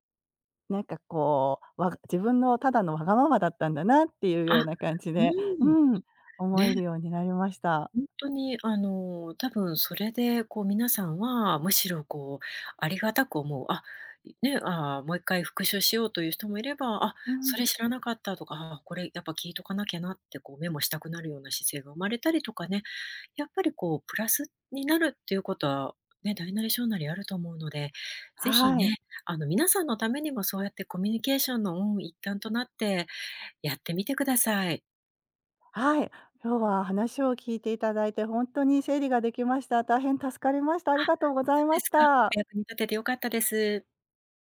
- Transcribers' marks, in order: other noise; other background noise
- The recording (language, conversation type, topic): Japanese, advice, 会議で発言するのが怖くて黙ってしまうのはなぜですか？